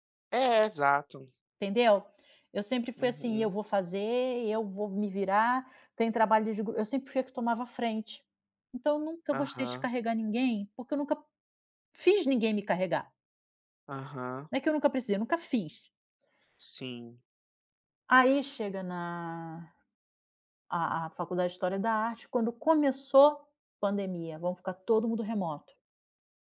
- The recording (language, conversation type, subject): Portuguese, advice, Como posso viver alinhado aos meus valores quando os outros esperam algo diferente?
- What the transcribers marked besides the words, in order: none